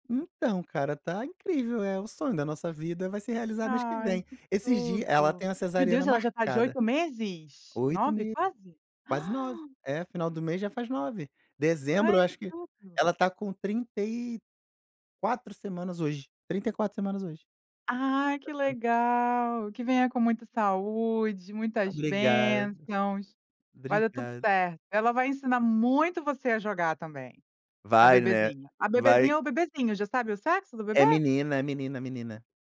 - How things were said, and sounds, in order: surprised: "Ah"; unintelligible speech; tapping
- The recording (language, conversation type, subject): Portuguese, podcast, Como ensinar crianças a lidar com a tecnologia hoje?